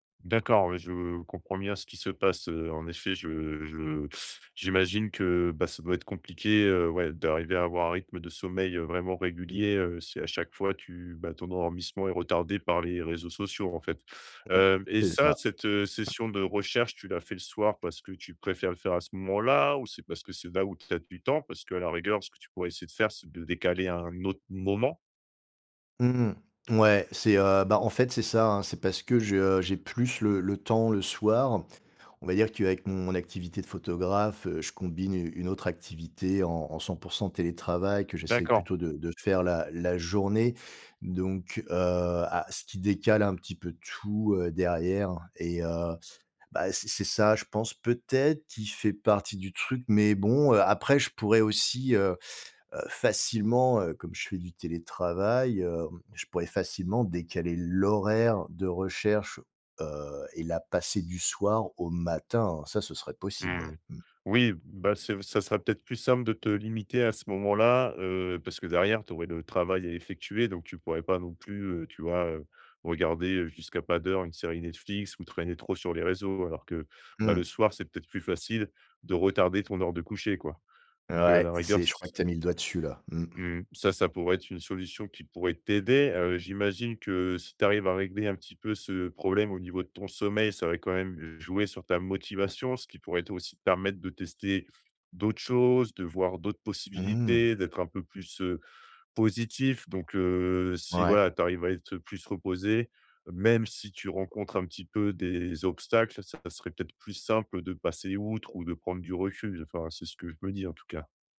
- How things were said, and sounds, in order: stressed: "journée"; stressed: "l'horaire"; stressed: "t'aider"; other background noise
- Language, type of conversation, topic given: French, advice, Comment surmonter la fatigue et la démotivation au quotidien ?
- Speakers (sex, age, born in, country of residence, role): male, 30-34, France, France, advisor; male, 50-54, France, France, user